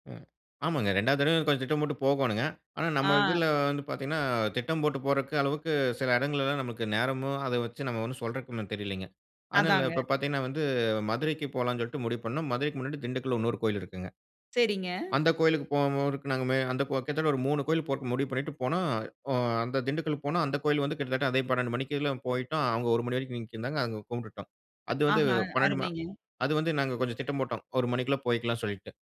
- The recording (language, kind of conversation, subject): Tamil, podcast, சுற்றுலாவின் போது வழி தவறி அலைந்த ஒரு சம்பவத்தைப் பகிர முடியுமா?
- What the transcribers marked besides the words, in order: drawn out: "வந்து"